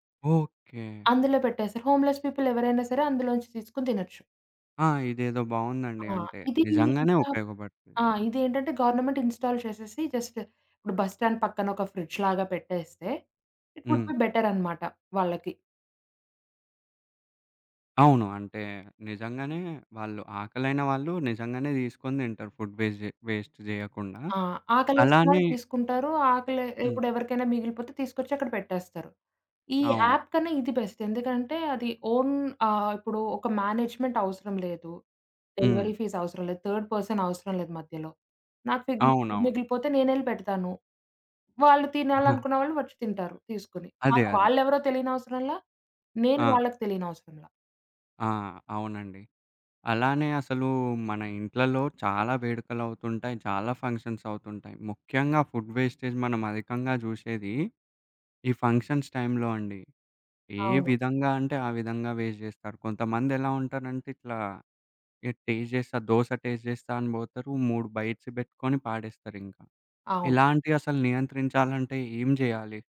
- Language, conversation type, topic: Telugu, podcast, ఆహార వృథాను తగ్గించడానికి ఇంట్లో సులభంగా పాటించగల మార్గాలు ఏమేమి?
- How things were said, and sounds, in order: in English: "హోమ్‌లెస్ పీపుల్"; other background noise; in English: "గవర్నమెంట్ ఇన్‌స్టాల్"; in English: "జస్ట్"; in English: "బస్ స్టాండ్"; in English: "ఇట్ వుడ్ బి బెటర్"; in English: "ఫుడ్ వేస్ట్"; in English: "వేస్ట్"; in English: "యాప్"; in English: "బెస్ట్"; in English: "ఓన్"; in English: "మేనేజ్‌మెంట్"; in English: "డెలివరీ ఫీజ్"; in English: "థర్డ్ పర్సన్"; in English: "ఫుడ్"; tapping; in English: "ఫంక్షన్స్"; in English: "ఫుడ్ వేస్టేజ్"; in English: "ఫంక్షన్స్"; in English: "వేస్ట్"; in English: "టేస్ట్"; in English: "టేస్ట్"; in English: "బైట్స్"